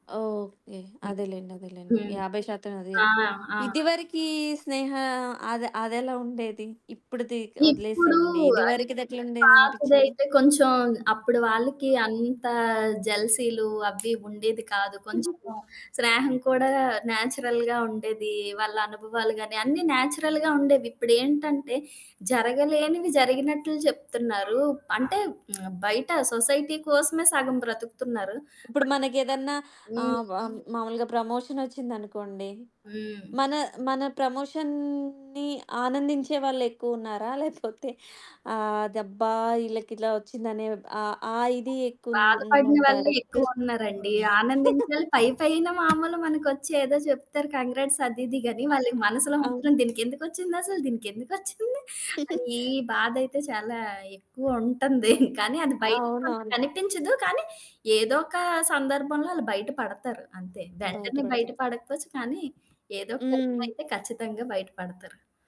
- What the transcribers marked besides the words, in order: static; other background noise; distorted speech; giggle; in English: "నేచురల్‌గా"; in English: "నేచురల్‌గా"; in English: "సొసైటీ"; in English: "బట్"; in English: "ప్రమోషన్"; in English: "ప్రమోషన్‌ని"; laughing while speaking: "లేకపోతే"; chuckle; in English: "కంగ్రాట్స్"; laughing while speaking: "దీనికెందుకొచ్చింది?"; giggle; laughing while speaking: "ఉంటంది"
- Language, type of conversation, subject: Telugu, podcast, సామాజిక మాధ్యమాలు స్నేహాలను ఎలా మార్చాయి?